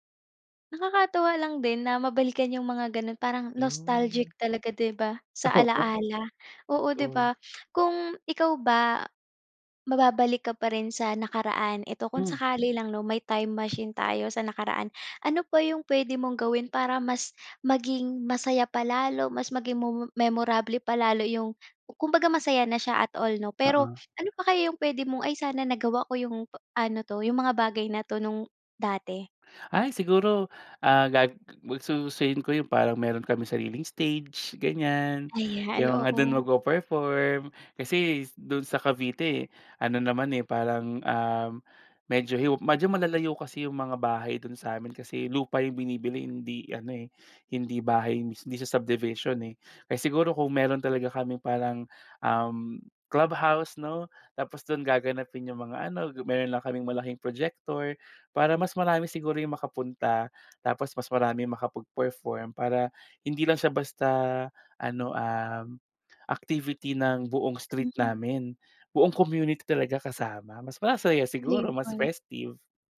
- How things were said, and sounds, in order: in English: "nostalgic"; laughing while speaking: "Oo"; other background noise; in English: "time machine"; in English: "clubhouse"; tapping; in English: "festive"
- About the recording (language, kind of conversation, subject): Filipino, podcast, May kanta ka bang may koneksyon sa isang mahalagang alaala?